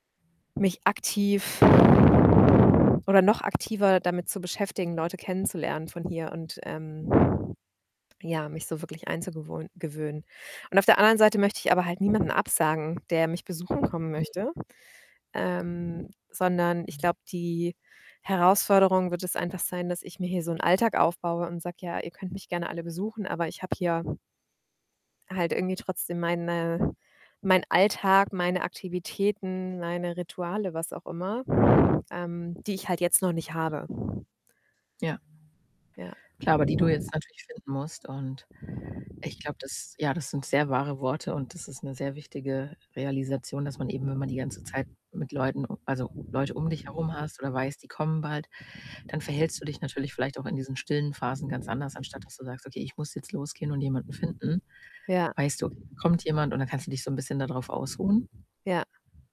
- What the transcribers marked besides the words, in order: wind; other background noise; put-on voice: "Mhm"; other noise
- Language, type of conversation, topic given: German, advice, Wie kann ich lernen, allein zu sein, ohne mich einsam zu fühlen?